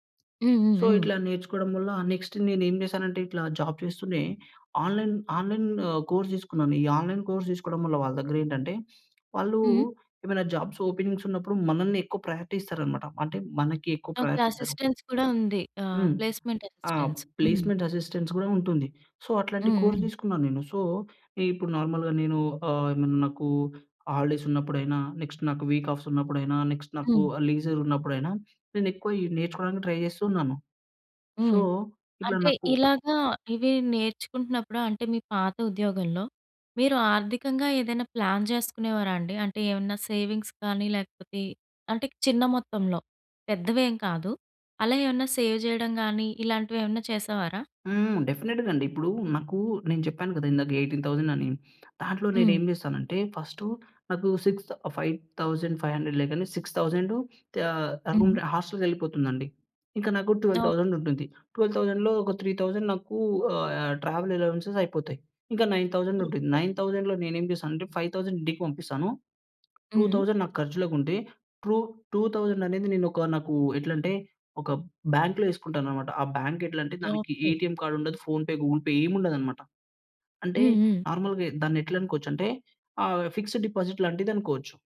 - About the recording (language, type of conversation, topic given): Telugu, podcast, ఉద్యోగం మారిన తర్వాత ఆర్థికంగా మీరు ఎలా ప్రణాళిక చేసుకున్నారు?
- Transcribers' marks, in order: in English: "సో"; in English: "జాబ్"; in English: "ఆన్‌లైన్ ఆన్‌లైన్"; in English: "కోర్స్"; in English: "ఆన్‌లైన్ కోర్స్"; in English: "జాబ్స్ ఓపెనింగ్స్"; in English: "ప్రయారిటీ"; in English: "ప్రయారిటీ"; in English: "అసిస్టెన్స్"; in English: "ప్లేస్మెంట్ అసిస్టెన్స్"; in English: "ప్లేస్మెంట్ అసిస్టెన్స్"; other background noise; in English: "సో"; in English: "కోర్స్"; in English: "సో"; in English: "నార్మల్‌గా"; in English: "హాలిడేస్"; in English: "నెక్స్ట్"; in English: "వీక్ ఆఫ్స్"; in English: "నెక్స్ట్"; in English: "ట్రై"; in English: "సో"; in English: "ప్లాన్"; in English: "సేవింగ్స్"; in English: "సేవ్"; tapping; in English: "డెఫినిట్‌గండి"; lip smack; in English: "ఫైవ్ థౌసండ్ ఫైవ్ హండ్రెడ్‌లే"; in English: "హోస్టల్‌కెళ్ళిపోతుందండి"; in English: "ట్వెల్వ్ థౌసండ్‌లో"; in English: "త్రీ థౌసండ్"; in English: "ట్రావెల్ అలోవెన్స్‌స్"; in English: "నైన్ థౌసండ్‌లో"; in English: "ఫైవ్ థౌసండ్"; in English: "టూ థౌసండ్"; in English: "బ్యాంక్‌లో"; in English: "నార్మల్‌గా"; in English: "ఫిక్స్డ్ డిపాజిట్"